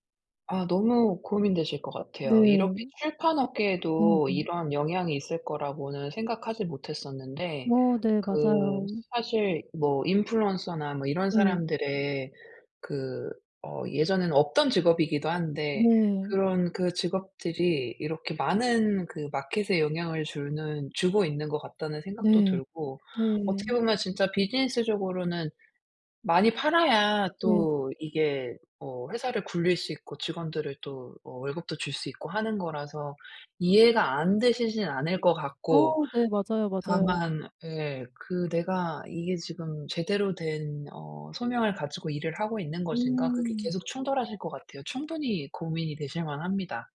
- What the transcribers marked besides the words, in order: "주는" said as "줄는"; other background noise; tapping
- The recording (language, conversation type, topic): Korean, advice, 내 직업이 내 개인적 가치와 정말 잘 맞는지 어떻게 알 수 있을까요?